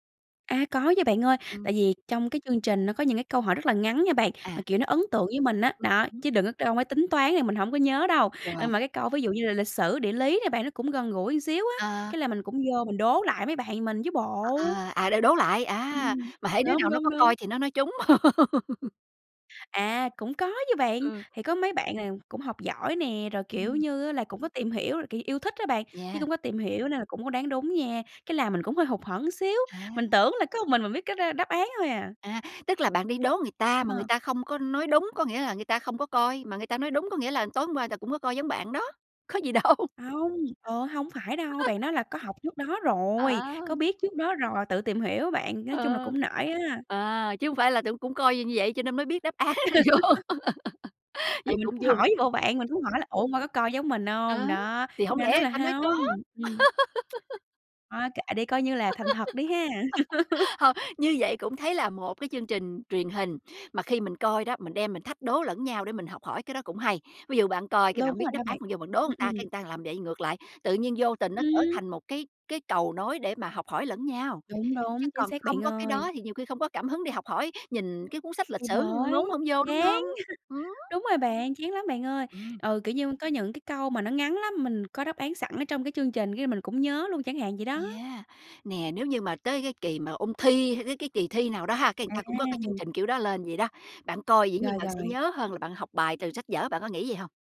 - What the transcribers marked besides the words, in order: tapping; "một" said as "ừn"; laugh; laughing while speaking: "có gì đâu"; laugh; laugh; laughing while speaking: "án rồi vô"; laugh; laugh; lip smack; laugh; "người" said as "ừn"; "người" said as "ừn"; laugh; "người" said as "ừn"
- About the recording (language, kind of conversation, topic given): Vietnamese, podcast, Bạn nhớ nhất chương trình truyền hình nào thời thơ ấu?